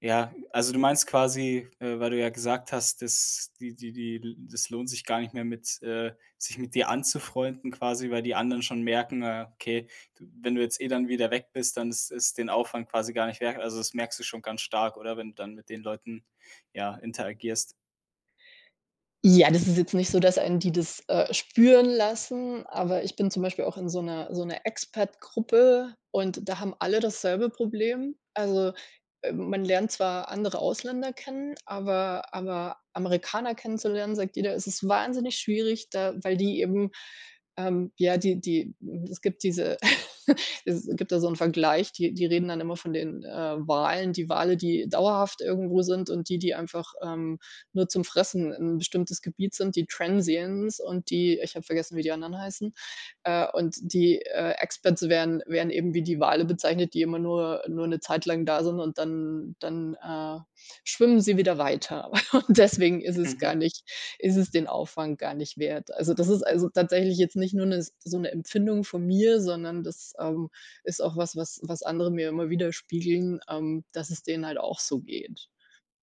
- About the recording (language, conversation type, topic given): German, advice, Wie kann ich meine soziale Unsicherheit überwinden, um im Erwachsenenalter leichter neue Freundschaften zu schließen?
- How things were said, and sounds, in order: in English: "Expat-Gruppe"; snort; in English: "Transiens"; in English: "Expats"; snort; laughing while speaking: "und"